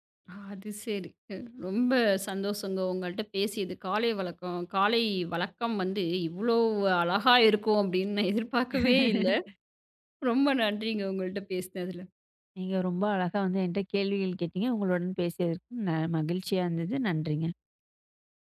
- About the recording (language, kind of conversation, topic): Tamil, podcast, உங்களுக்கு மிகவும் பயனுள்ளதாக இருக்கும் காலை வழக்கத்தை விவரிக்க முடியுமா?
- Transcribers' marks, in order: laugh